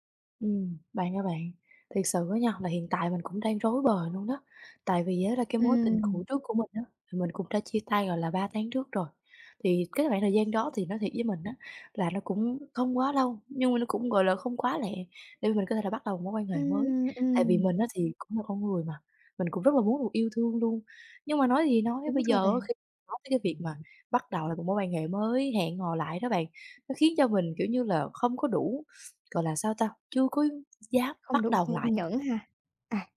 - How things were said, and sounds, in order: tapping; other background noise
- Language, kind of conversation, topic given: Vietnamese, advice, Khi nào tôi nên bắt đầu hẹn hò lại sau khi chia tay hoặc ly hôn?